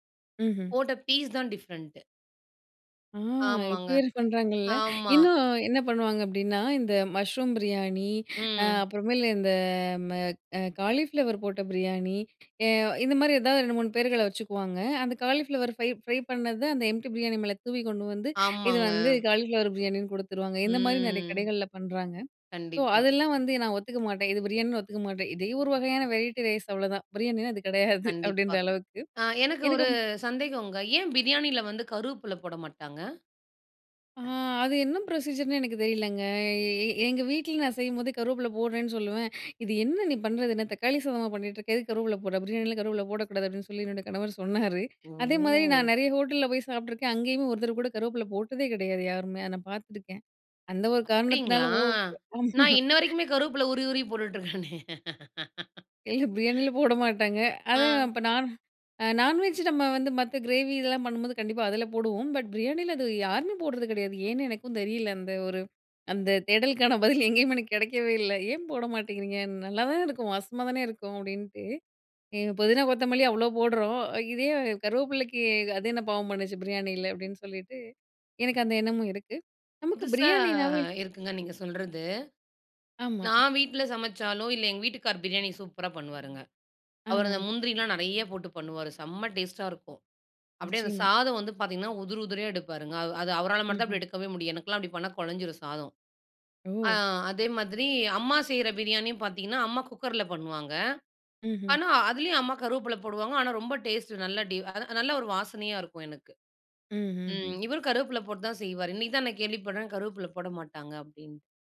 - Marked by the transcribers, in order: "ம், ம்" said as "ம்ஹ்ம்"; in English: "டிவ்ரெண்டு"; inhale; inhale; gasp; in English: "எம்ப்டி"; inhale; drawn out: "ம்"; in English: "வெரைட்டி ரைஸ்"; laughing while speaking: "பிரியாணினா அது கிடையாது"; anticipating: "ஏன் பிரியாணியில வந்து கருப்ல போட மாட்டாங்க"; "கருவேப்பில" said as "கருப்ல"; in English: "புரொசீஜர்"; inhale; laughing while speaking: "என்னோட கணவர் சொன்னாரு"; drawn out: "ஓ!"; unintelligible speech; laughing while speaking: "ஆமா"; inhale; "கருவேப்பில" said as "கருப்ல"; laughing while speaking: "உருவி. உருவி போட்டுட்டு இருக்கேனே!"; laughing while speaking: "இல்ல, பிரியாணில போட மாட்டாங்க"; in English: "கிரேவி"; laughing while speaking: "அந்த தேடலுக்கான பதில் எங்கேயும் எனக்கு கிடைக்கவே இல்ல"; unintelligible speech; drawn out: "புதுசா"; "எங்கள்" said as "எங்"
- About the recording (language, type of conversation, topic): Tamil, podcast, உனக்கு ஆறுதல் தரும் சாப்பாடு எது?